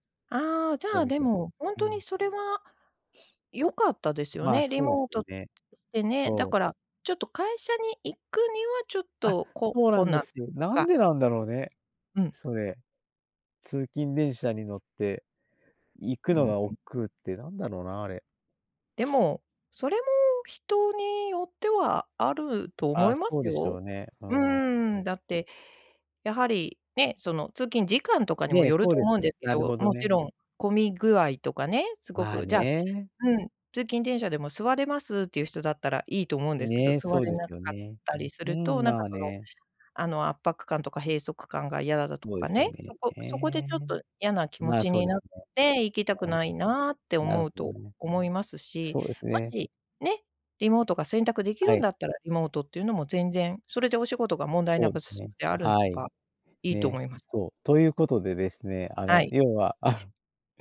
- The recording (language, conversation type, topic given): Japanese, podcast, 休むことへの罪悪感をどうすれば手放せますか？
- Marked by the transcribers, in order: other background noise; sniff; sniff; other noise; laughing while speaking: "あの"